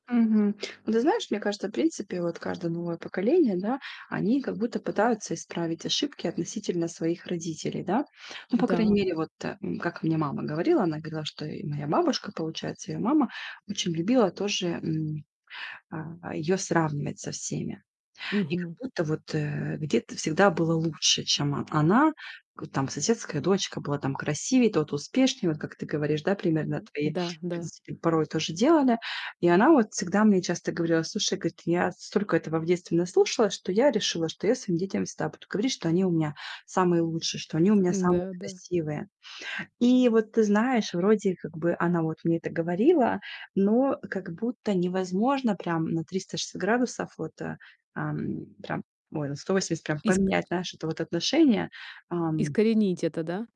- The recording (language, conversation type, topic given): Russian, podcast, О чём бы ты хотел спросить своих родителей, оглядываясь назад?
- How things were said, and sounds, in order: mechanical hum; distorted speech; other background noise; tapping